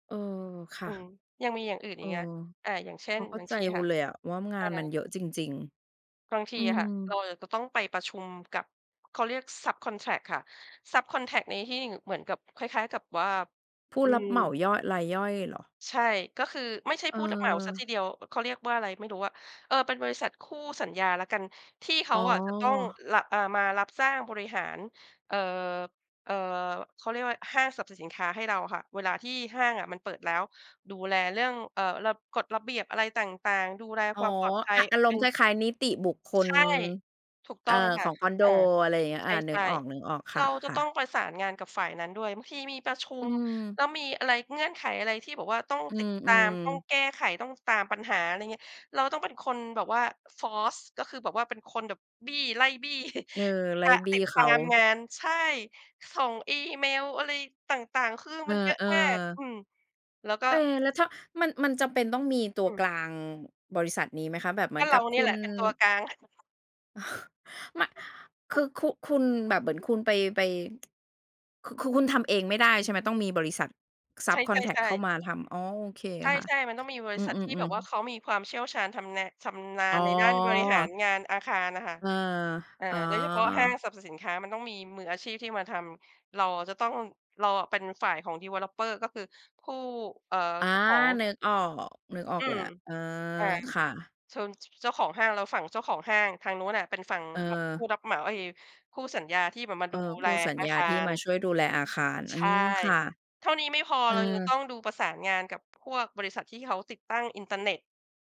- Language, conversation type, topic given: Thai, podcast, เวลางานแน่นจนรับเพิ่มไม่ไหว คุณปฏิเสธงานอย่างไรให้สุภาพและรักษาความสัมพันธ์ได้?
- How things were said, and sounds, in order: "ที่นี้" said as "ทิ่ง"; in English: "force"; chuckle; chuckle; other background noise; tapping; in English: "Developer"